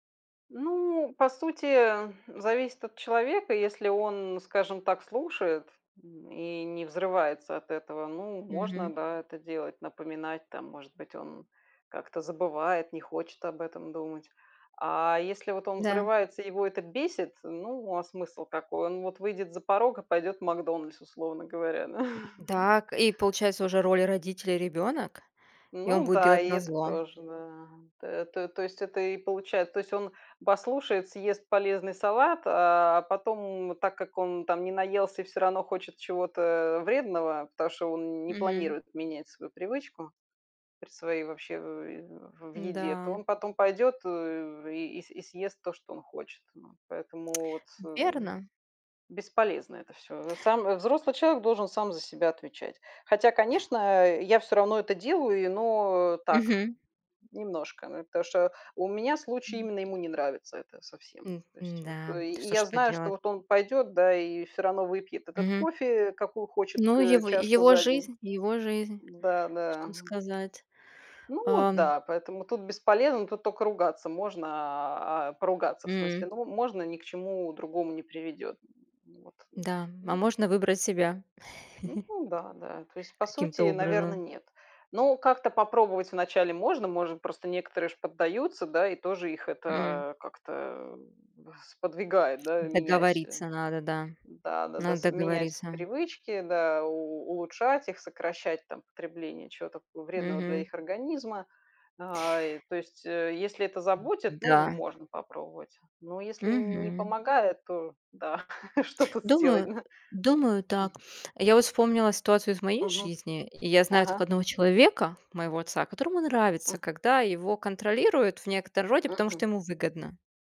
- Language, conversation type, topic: Russian, unstructured, Как ты относишься к контролю в отношениях?
- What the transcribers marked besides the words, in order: tapping; chuckle; tongue click; other background noise; chuckle; chuckle